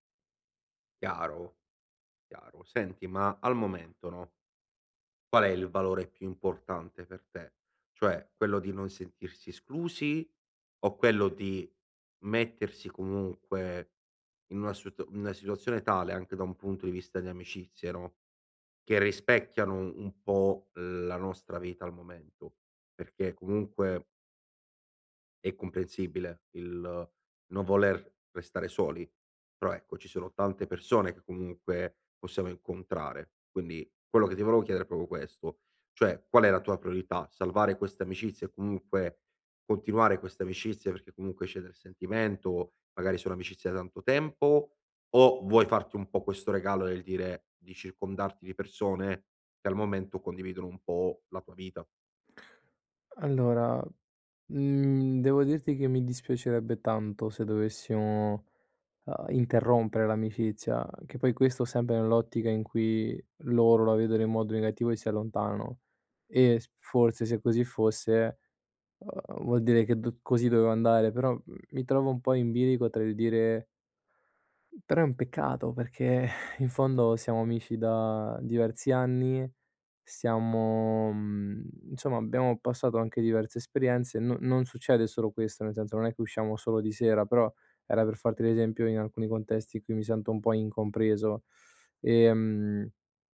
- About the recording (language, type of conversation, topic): Italian, advice, Come posso restare fedele ai miei valori senza farmi condizionare dalle aspettative del gruppo?
- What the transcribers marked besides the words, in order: "proprio" said as "propo"; "sempre" said as "sempe"; other background noise; sigh